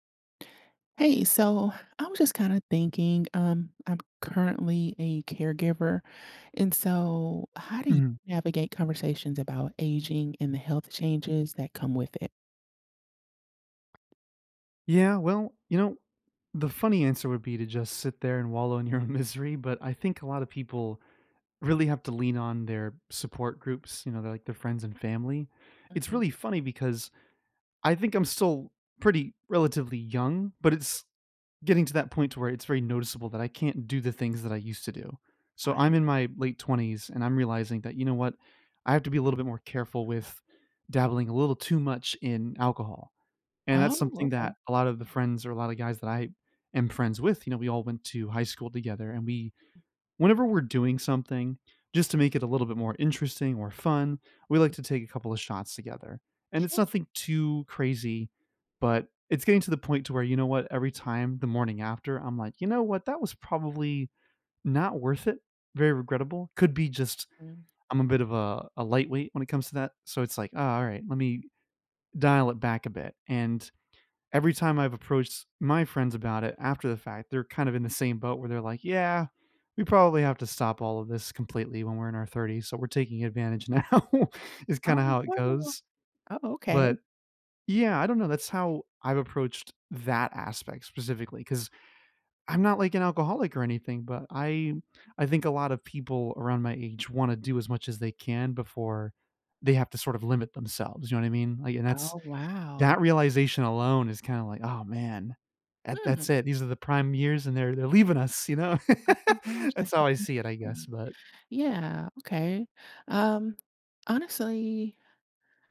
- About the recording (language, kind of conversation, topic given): English, unstructured, How should I approach conversations about my aging and health changes?
- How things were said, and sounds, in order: tapping; laughing while speaking: "your misery"; unintelligible speech; laughing while speaking: "now"; laugh